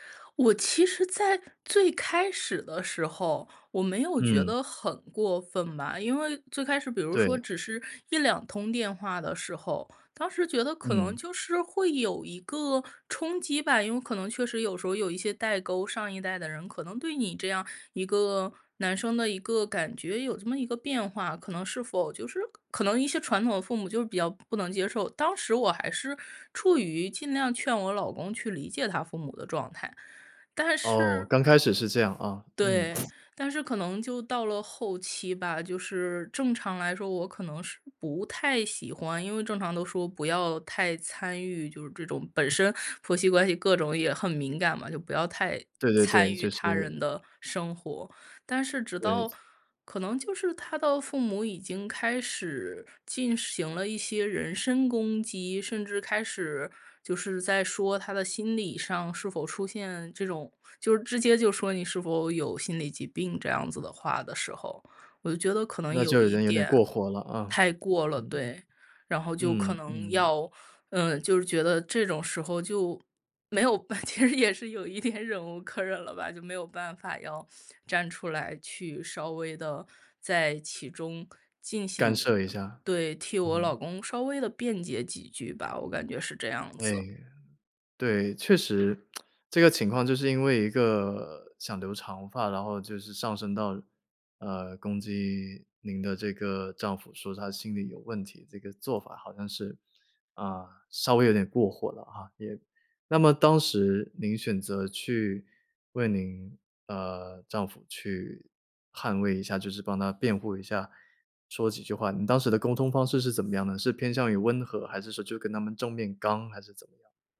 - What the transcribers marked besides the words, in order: other noise; other background noise; laughing while speaking: "其实也是有一点忍无可忍了吧"; tsk
- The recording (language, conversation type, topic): Chinese, podcast, 当被家人情绪勒索时你怎么办？